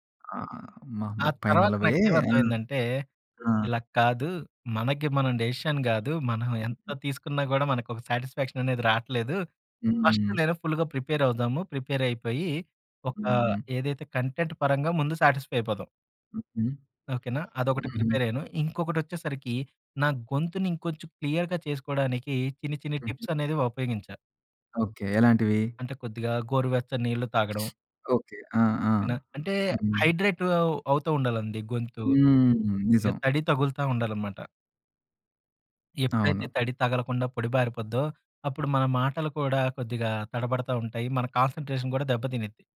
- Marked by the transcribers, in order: in English: "డిసిషన్"; other background noise; in English: "సాటిస్ఫాక్షన్"; in English: "ఫస్ట్"; in English: "ఫుల్‌గా ప్రిపేర్"; in English: "ప్రిపేర్"; in English: "కంటెంట్"; in English: "సాటిస్‌ఫై"; in English: "ప్రిపేర్"; in English: "క్లియర్‌గా"; in English: "టిప్స్"; in English: "హైడ్రేట్"; in English: "కాన్సంట్రేషన్"
- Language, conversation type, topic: Telugu, podcast, కెమెరా ముందు ఆత్మవిశ్వాసంగా కనిపించేందుకు సులభమైన చిట్కాలు ఏమిటి?